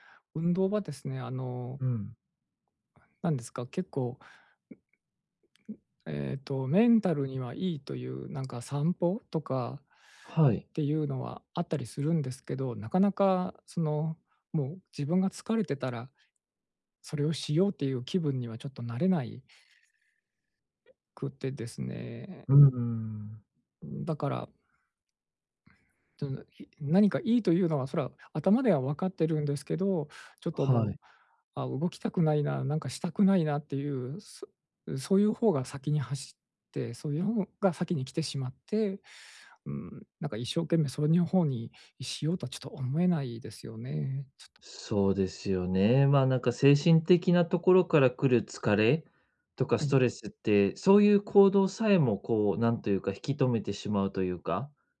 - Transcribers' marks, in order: other noise; other background noise
- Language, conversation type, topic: Japanese, advice, ストレスが強いとき、不健康な対処をやめて健康的な行動に置き換えるにはどうすればいいですか？